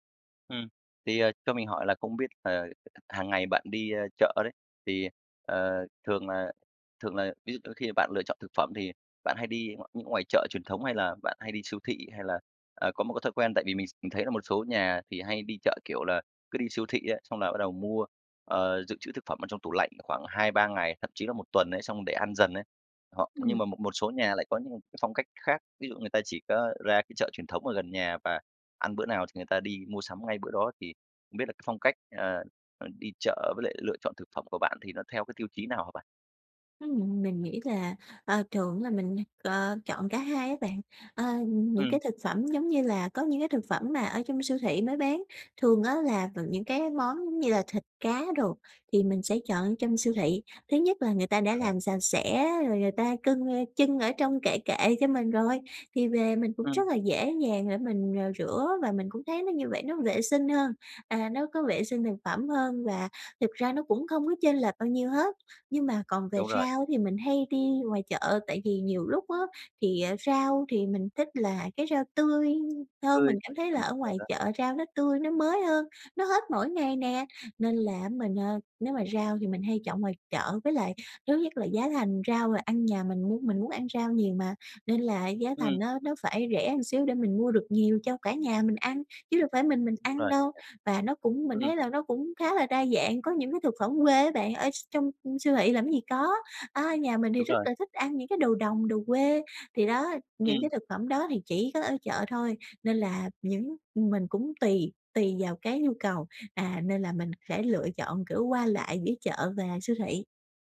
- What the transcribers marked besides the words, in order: tapping; "một" said as "ờn"; other background noise
- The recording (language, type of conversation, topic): Vietnamese, advice, Làm sao để mua thực phẩm lành mạnh mà vẫn tiết kiệm chi phí?